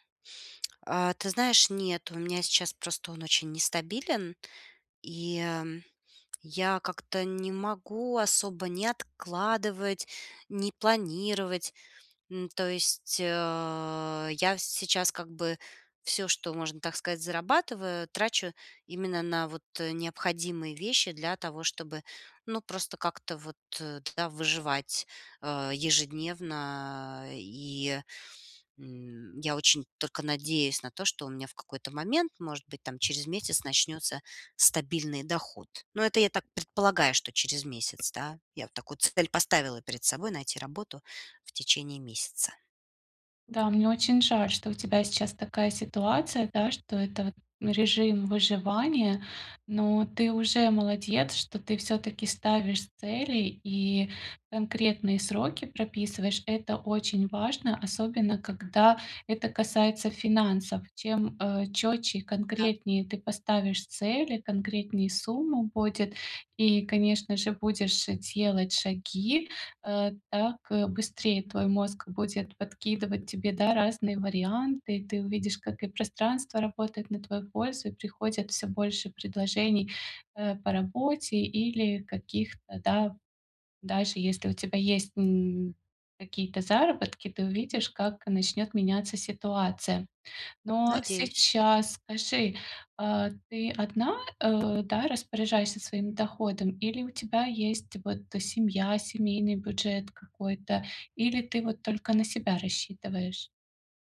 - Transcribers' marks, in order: tapping; other background noise
- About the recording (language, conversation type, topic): Russian, advice, Как создать аварийный фонд, чтобы избежать новых долгов?